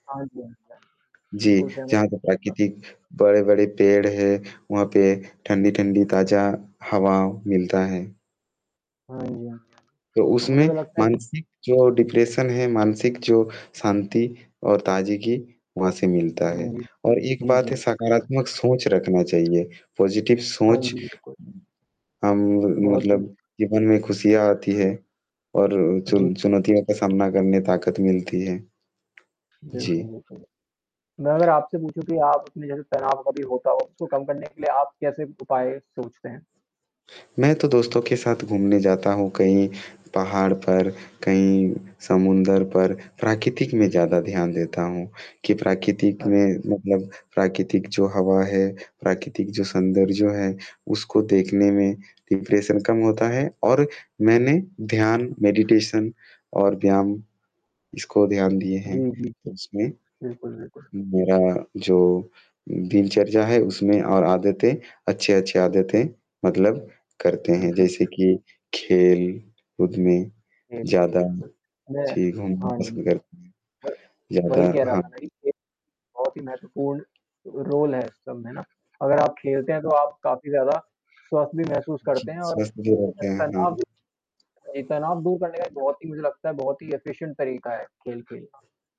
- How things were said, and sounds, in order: static; tapping; distorted speech; in English: "डिप्रेशन"; in English: "पाज़िटिव"; unintelligible speech; in English: "मेडिटेशन"; in English: "रोल"; in English: "एफ़िशिएंट"
- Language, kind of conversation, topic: Hindi, unstructured, आप अपनी सेहत का ख्याल कैसे रखते हैं?